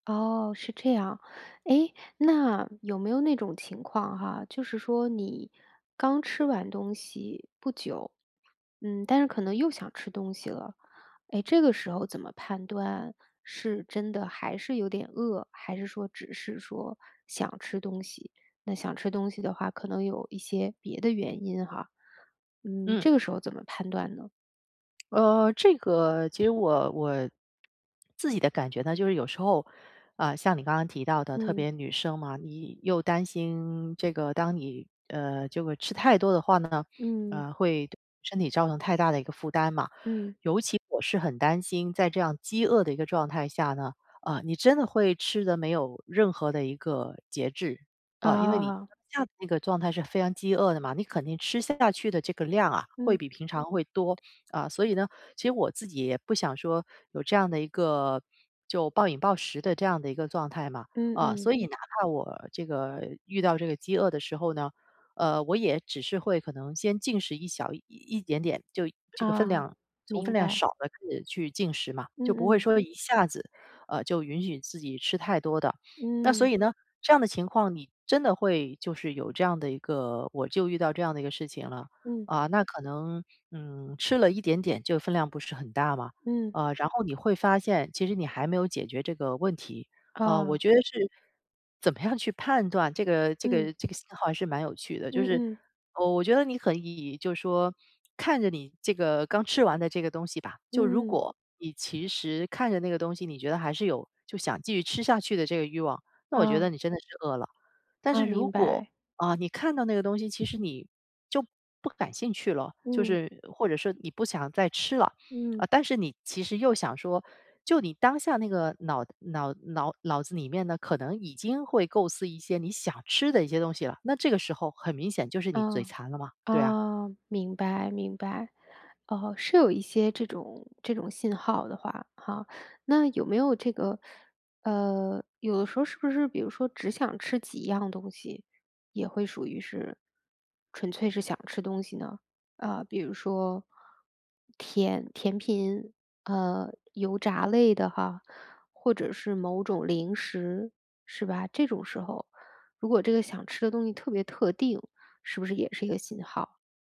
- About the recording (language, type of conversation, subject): Chinese, podcast, 你平常如何区分饥饿和只是想吃东西？
- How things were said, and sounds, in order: other background noise; unintelligible speech; "嘴馋" said as "嘴残"